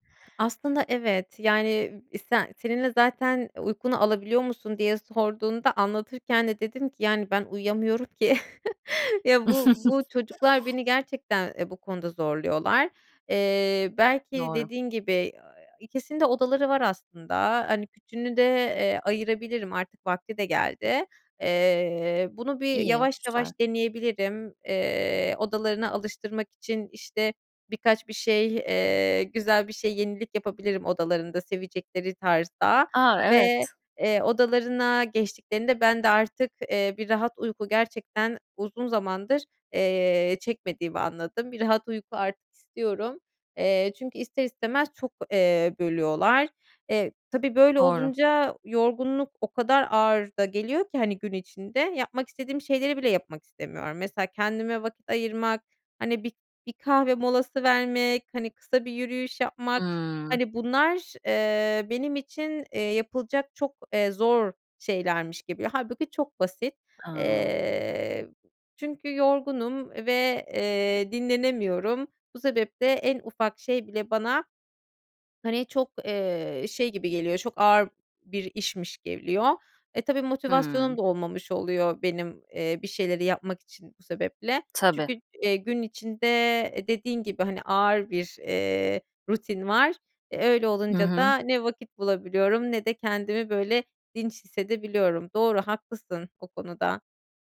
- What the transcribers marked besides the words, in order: other background noise; chuckle; tapping
- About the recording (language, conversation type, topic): Turkish, advice, Gün içinde dinlenmeye zaman bulamıyor ve sürekli yorgun mu hissediyorsun?